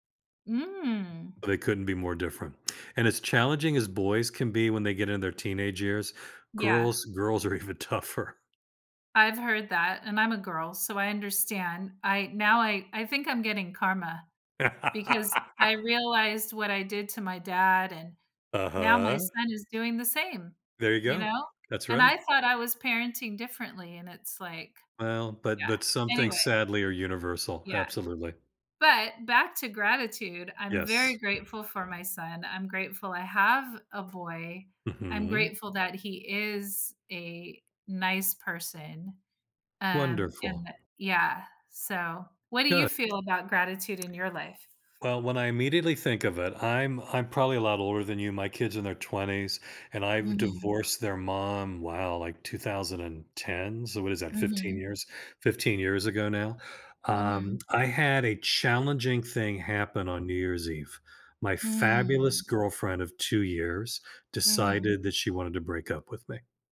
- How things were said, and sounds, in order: tapping; laughing while speaking: "tougher"; laugh; other background noise; stressed: "have"
- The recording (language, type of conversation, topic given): English, unstructured, How can practicing gratitude change your outlook and relationships?
- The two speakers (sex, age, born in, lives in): female, 50-54, United States, United States; male, 65-69, United States, United States